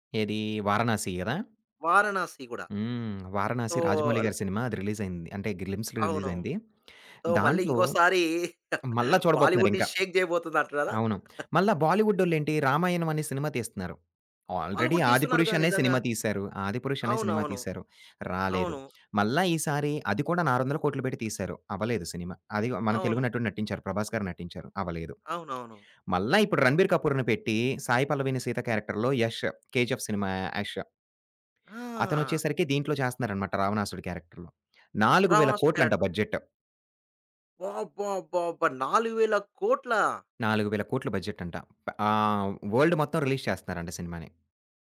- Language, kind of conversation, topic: Telugu, podcast, బాలీవుడ్ మరియు టాలీవుడ్‌ల పాపులర్ కల్చర్‌లో ఉన్న ప్రధాన తేడాలు ఏమిటి?
- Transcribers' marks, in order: in English: "సో"; in English: "గ్లిమ్స్‌లో రిలీజ్"; in English: "సో"; chuckle; in English: "బాలీవుడ్‌నిషేక్"; chuckle; in English: "ఆల్రెడీ"; tapping; in English: "క్యారెక్టర్‌లో"; in English: "క్యారెక్టర్‌లో"; in English: "బడ్జెట్"; in English: "వరల్డ్"; in English: "రిలీజ్"